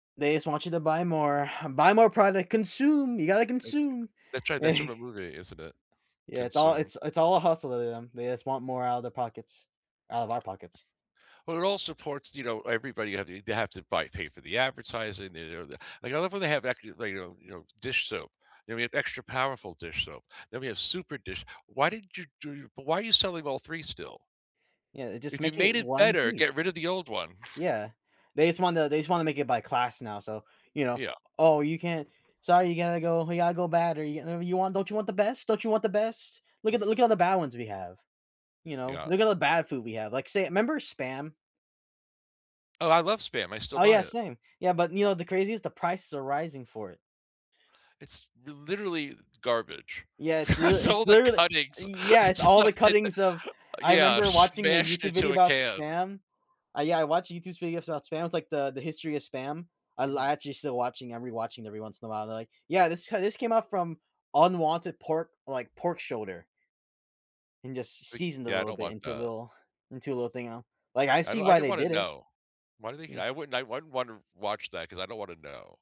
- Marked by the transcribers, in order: exhale; unintelligible speech; chuckle; tapping; chuckle; other background noise; chuckle; laughing while speaking: "It's all the cuttings It's all the"; "smashed" said as "shmashed"; "YouTube" said as "youtus"
- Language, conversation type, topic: English, unstructured, Do you think food prices have become unfairly high?
- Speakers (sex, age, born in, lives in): male, 20-24, United States, United States; male, 50-54, United States, United States